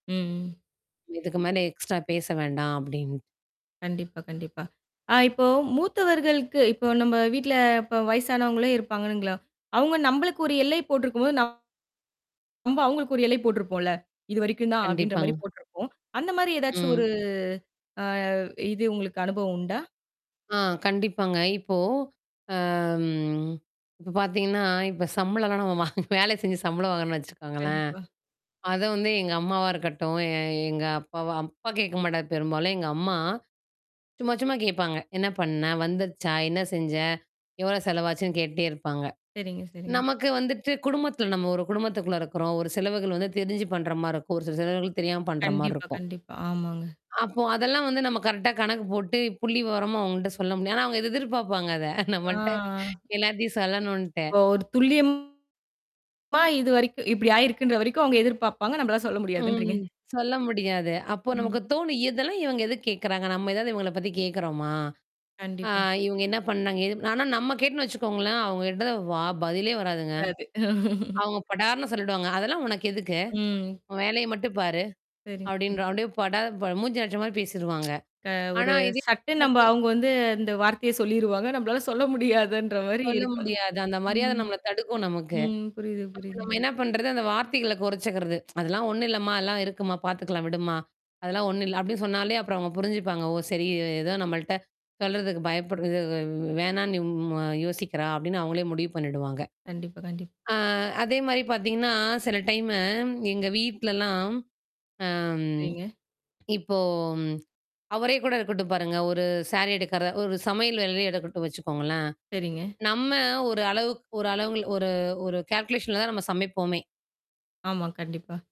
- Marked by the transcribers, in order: in English: "எக்ஸ்ட்ரா"; distorted speech; "எல்லை" said as "இலை"; static; drawn out: "அம்"; chuckle; laughing while speaking: "வேல செஞ்சு சம்பள வாங்குறோன்னு வச்சுக்கோங்களேன்"; in English: "கரெக்ட்டா"; drawn out: "ஆ"; other background noise; tapping; laughing while speaking: "நம்மள்ட்ட எல்லாத்தையும் சொல்லணும்ன்ட்டு"; chuckle; drawn out: "ம்"; tsk; in English: "ஓகே"; laughing while speaking: "நம்மளால சொல்ல முடியாதுன்ற மாரி இருக்கும்"; mechanical hum; tsk; in English: "டைம்மு"; drawn out: "அ"; in English: "சாரி"; in English: "கால்குலேஷன்ல"
- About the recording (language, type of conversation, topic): Tamil, podcast, மூத்தவர்களிடம் மரியாதையுடன் எல்லைகளை நிர்ணயிப்பதை நீங்கள் எப்படி அணுகுவீர்கள்?